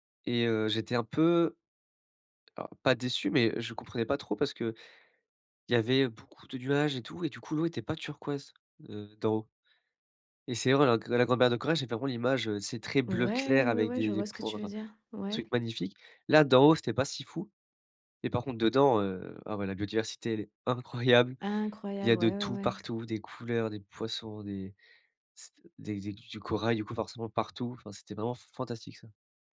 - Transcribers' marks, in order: unintelligible speech; stressed: "Incroyable"; stressed: "fantastique"
- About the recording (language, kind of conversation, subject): French, podcast, As-tu un souvenir d’enfance lié à la nature ?